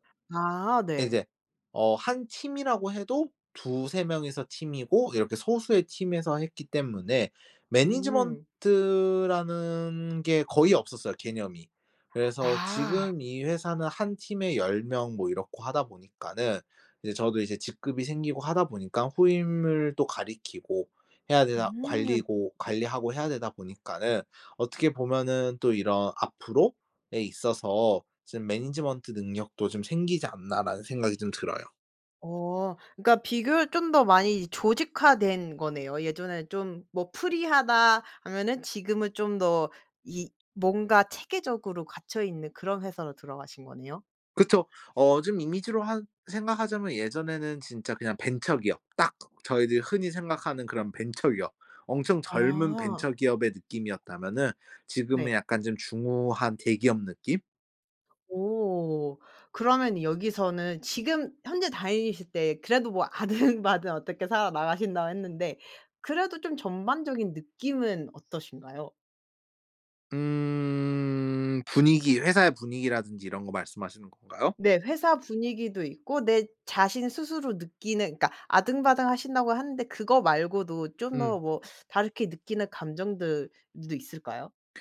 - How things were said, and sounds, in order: in English: "management"; in English: "management"; laughing while speaking: "아등바등"
- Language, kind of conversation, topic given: Korean, podcast, 직업을 바꾸게 된 계기는 무엇이었나요?